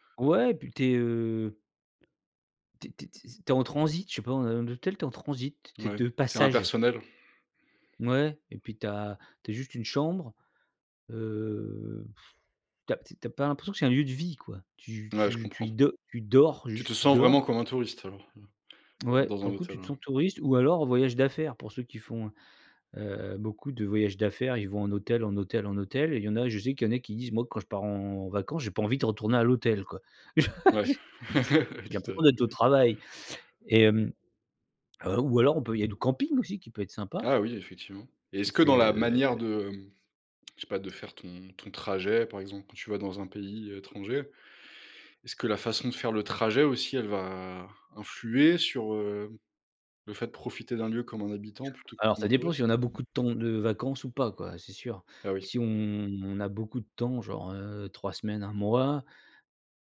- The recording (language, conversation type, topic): French, podcast, Comment profiter d’un lieu comme un habitant plutôt que comme un touriste ?
- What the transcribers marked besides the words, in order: stressed: "passage"; blowing; stressed: "vie"; stressed: "dors"; laugh; tapping; stressed: "trajet"